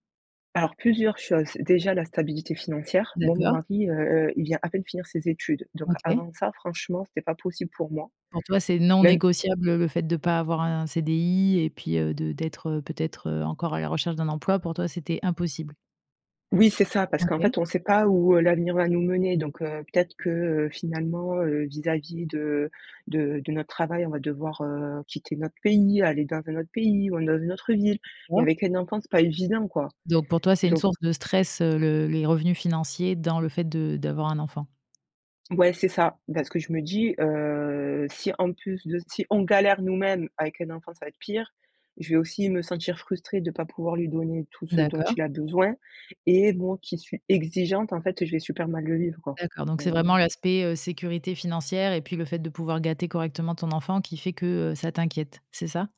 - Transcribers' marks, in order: tapping
- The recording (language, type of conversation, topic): French, podcast, Quels critères prends-tu en compte avant de décider d’avoir des enfants ?